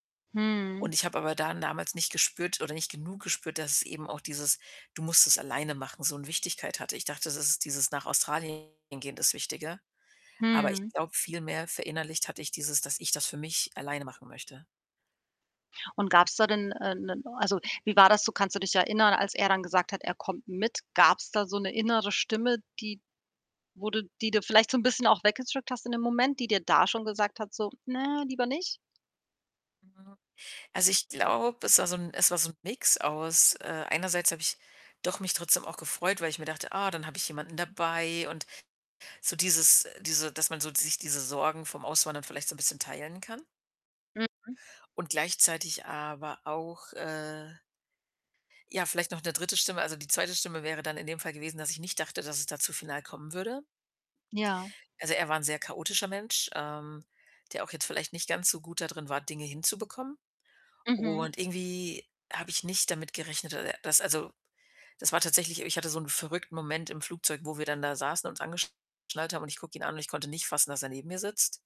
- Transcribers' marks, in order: static; distorted speech; put-on voice: "Ne"
- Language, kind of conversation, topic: German, podcast, Wie gehst du mit dem Gefühl um, falsch gewählt zu haben?
- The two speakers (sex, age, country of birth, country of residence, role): female, 30-34, Germany, Germany, guest; female, 40-44, Germany, Portugal, host